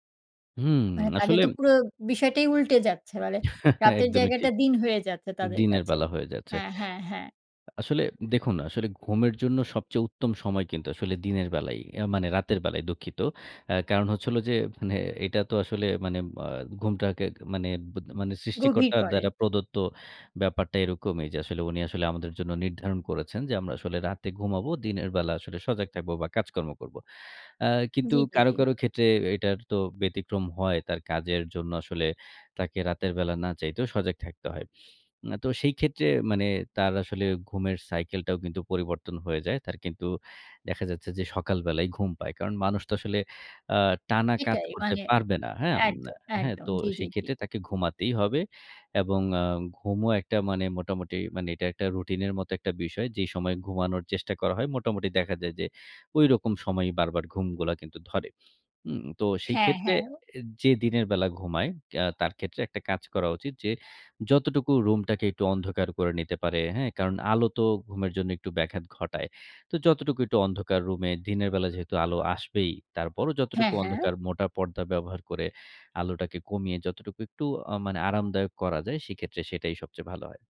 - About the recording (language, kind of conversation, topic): Bengali, podcast, রাতে ঘুমের আগে কী ধরনের রুটিন অনুসরণ করা উচিত, আর সেটি কেন কার্যকর?
- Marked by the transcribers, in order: chuckle; other background noise; lip smack